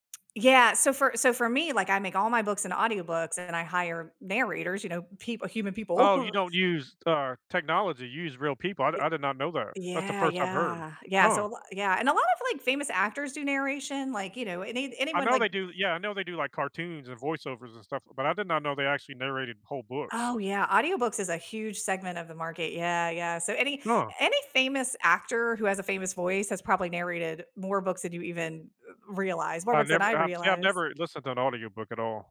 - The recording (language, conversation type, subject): English, unstructured, What recent news story worried you?
- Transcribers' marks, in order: chuckle